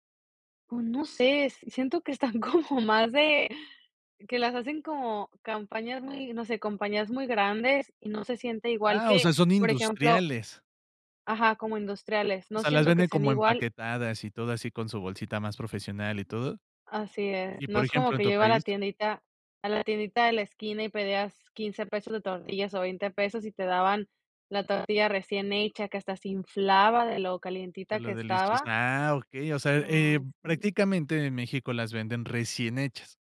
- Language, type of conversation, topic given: Spanish, podcast, ¿Cómo intentas transmitir tus raíces a la próxima generación?
- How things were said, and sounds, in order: other background noise